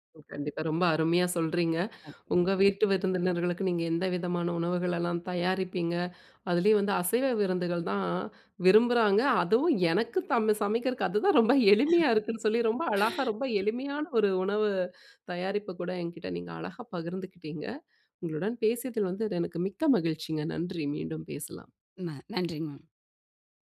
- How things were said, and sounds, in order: unintelligible speech; laughing while speaking: "அதுதான் ரொம்ப எளிமையா இருக்குன்னு சொல்லி"; other noise
- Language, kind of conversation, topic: Tamil, podcast, விருந்தினர்களுக்கு உணவு தயாரிக்கும் போது உங்களுக்கு முக்கியமானது என்ன?